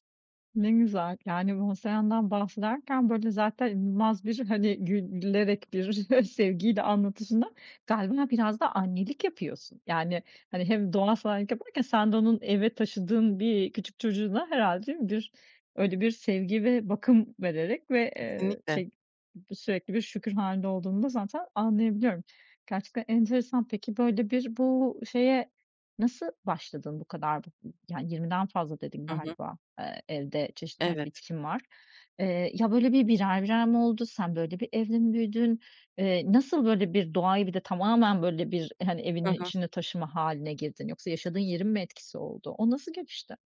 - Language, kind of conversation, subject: Turkish, podcast, Doğa sana hangi hayat derslerini öğretmiş olabilir?
- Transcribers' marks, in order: unintelligible speech; other background noise; laughing while speaking: "bir"; chuckle; unintelligible speech